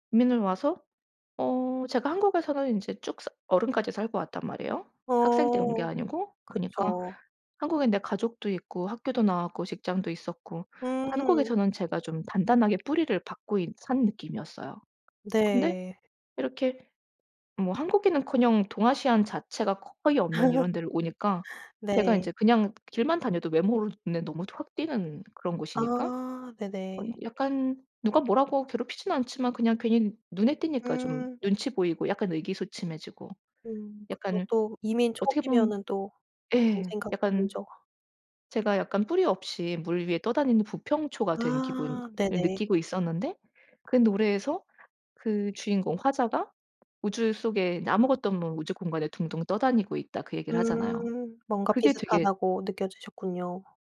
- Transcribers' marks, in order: other background noise; tapping; laugh
- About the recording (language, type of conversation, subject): Korean, podcast, 가사 한 줄로 위로받은 적 있나요?